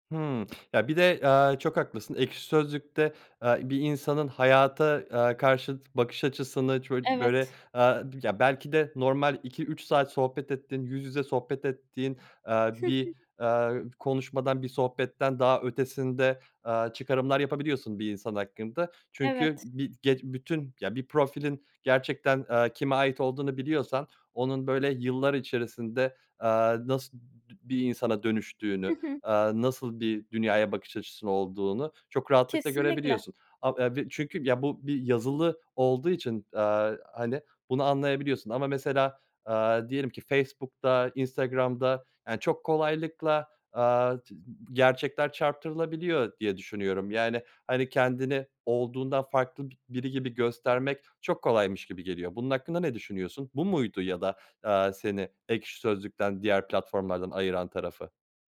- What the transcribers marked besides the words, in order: unintelligible speech; other background noise; other noise
- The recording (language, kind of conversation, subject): Turkish, podcast, Online arkadaşlıklar gerçek bir bağa nasıl dönüşebilir?